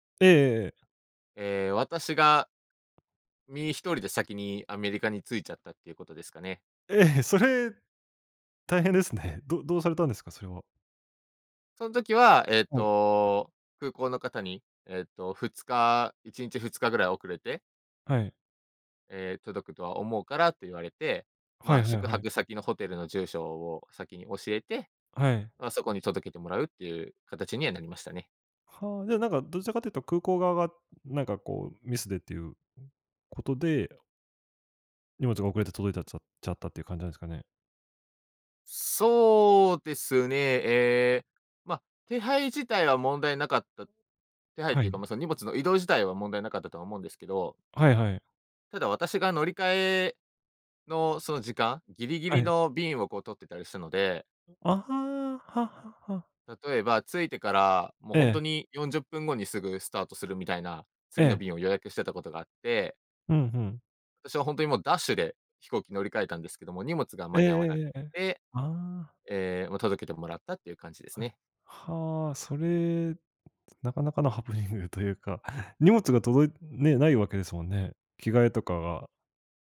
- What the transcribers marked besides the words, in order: other noise; other background noise; laughing while speaking: "ハプニングというか"
- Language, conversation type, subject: Japanese, podcast, 初めての一人旅で学んだことは何ですか？